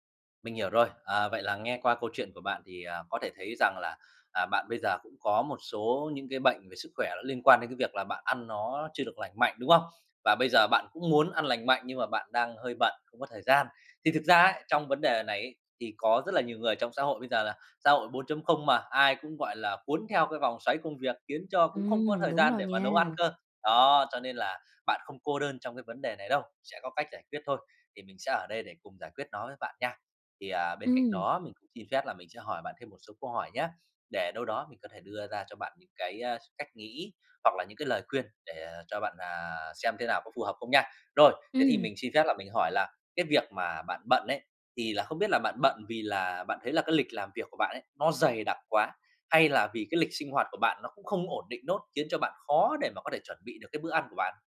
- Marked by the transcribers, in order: none
- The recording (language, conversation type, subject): Vietnamese, advice, Mình muốn ăn lành mạnh nhưng thiếu thời gian, phải làm sao?